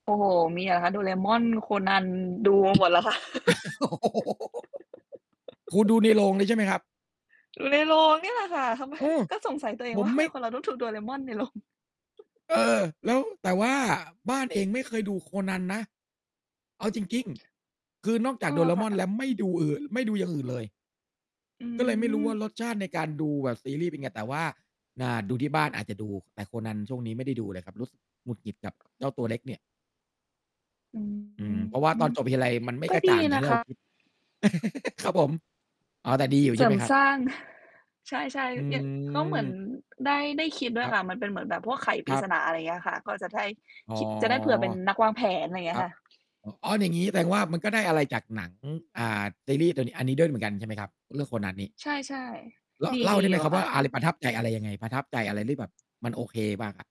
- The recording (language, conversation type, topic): Thai, unstructured, ตอนนี้คุณชอบดูหนังแนวไหนมากที่สุด?
- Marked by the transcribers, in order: distorted speech; laugh; laughing while speaking: "โอ้โฮ"; laugh; tapping; chuckle; laughing while speaking: "ทำไม ?"; chuckle; other noise; static; laugh; chuckle